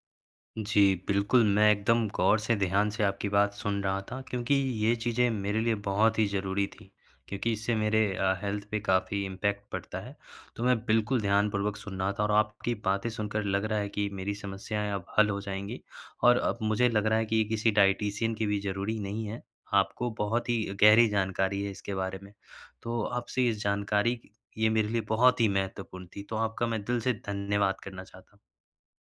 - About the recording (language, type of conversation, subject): Hindi, advice, कम बजट में पौष्टिक खाना खरीदने और बनाने को लेकर आपकी क्या चिंताएँ हैं?
- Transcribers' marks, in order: in English: "हेल्थ"; in English: "इम्पैक्ट"; in English: "डायटीशियन"